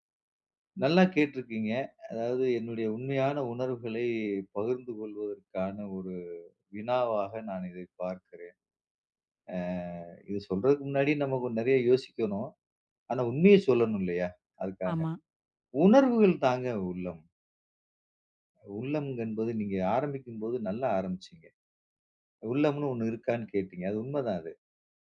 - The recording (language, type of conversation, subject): Tamil, podcast, உங்கள் உள்ளக் குரலை நீங்கள் எப்படி கவனித்துக் கேட்கிறீர்கள்?
- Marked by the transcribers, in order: none